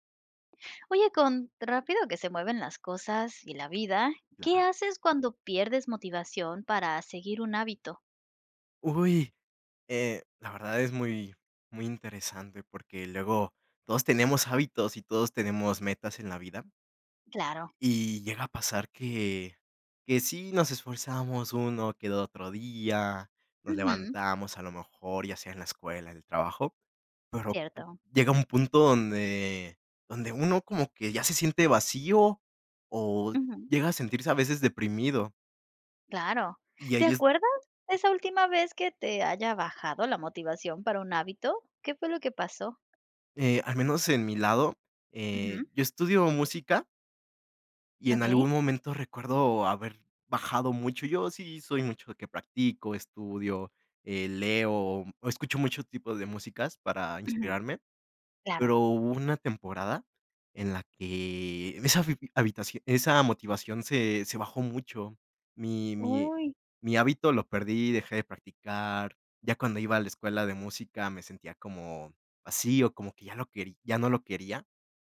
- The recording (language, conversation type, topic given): Spanish, podcast, ¿Qué haces cuando pierdes motivación para seguir un hábito?
- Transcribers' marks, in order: other background noise